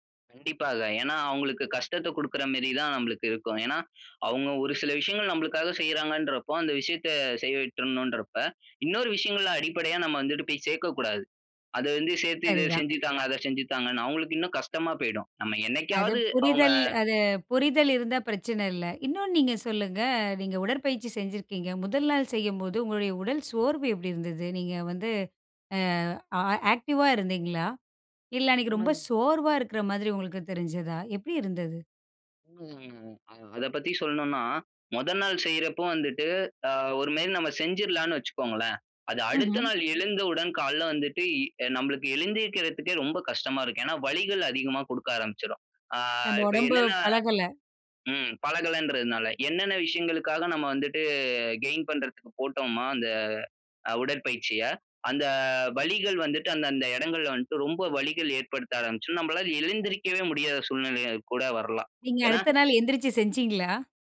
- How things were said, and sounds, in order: in English: "ஆக்டிவா"; unintelligible speech; unintelligible speech; chuckle
- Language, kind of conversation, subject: Tamil, podcast, உடற்பயிற்சி தொடங்க உங்களைத் தூண்டிய அனுபவக் கதை என்ன?